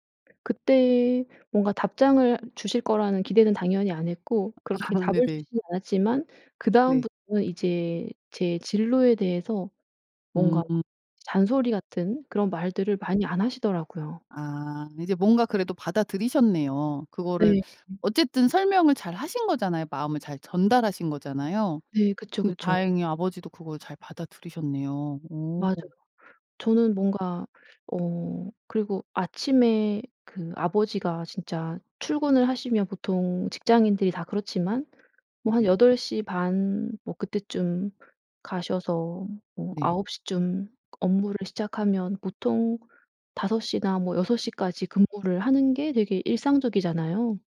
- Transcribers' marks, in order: tapping; laugh; other background noise
- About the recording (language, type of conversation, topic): Korean, podcast, 가족이 원하는 직업과 내가 하고 싶은 일이 다를 때 어떻게 해야 할까?